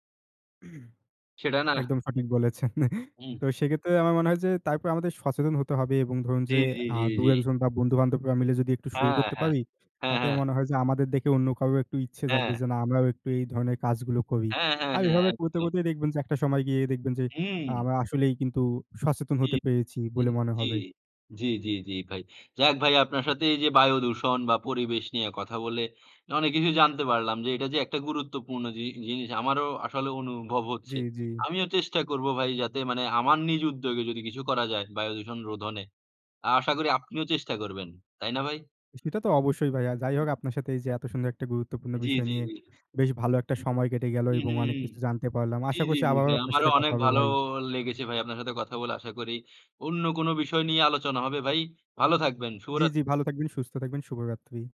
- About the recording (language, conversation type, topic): Bengali, unstructured, বায়ু দূষণ মানুষের স্বাস্থ্যের ওপর কীভাবে প্রভাব ফেলে?
- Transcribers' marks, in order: throat clearing; chuckle; other noise